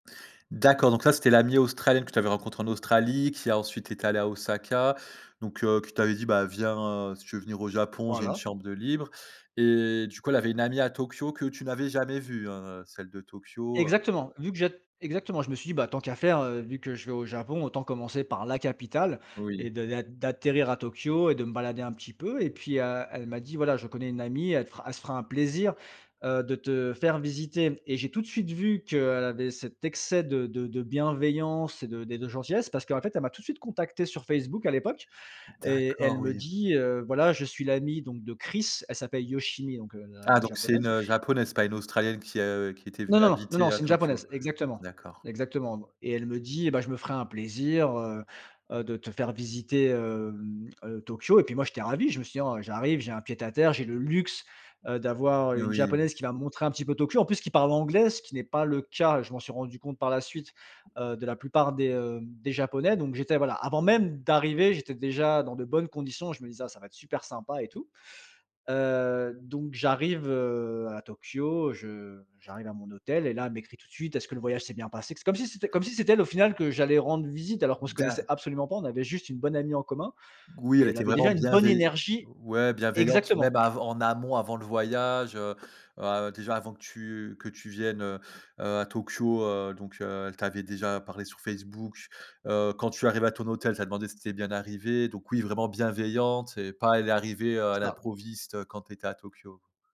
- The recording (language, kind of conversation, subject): French, podcast, Peux-tu raconter une rencontre surprenante faite pendant un voyage ?
- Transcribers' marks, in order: other background noise; stressed: "la"; stressed: "D'accord"; stressed: "Chris"; drawn out: "hem"; stressed: "luxe"; "Mais" said as "miais"; tapping; stressed: "même"; "Oui" said as "goui"; stressed: "bonne"